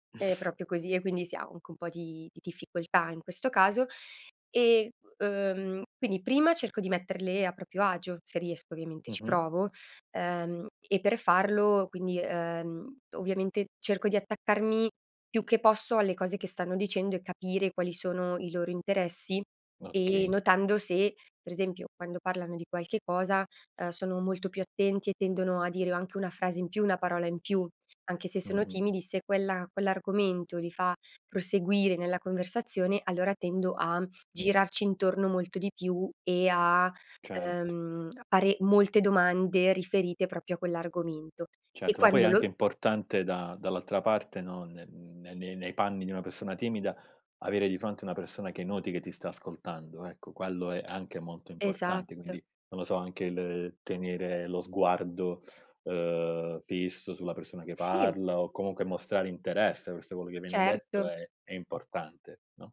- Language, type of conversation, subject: Italian, podcast, Cosa fai per mantenere una conversazione interessante?
- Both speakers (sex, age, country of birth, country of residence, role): female, 30-34, Italy, Italy, guest; male, 30-34, Italy, Italy, host
- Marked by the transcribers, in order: "proprio" said as "propio"; "proprio" said as "propio"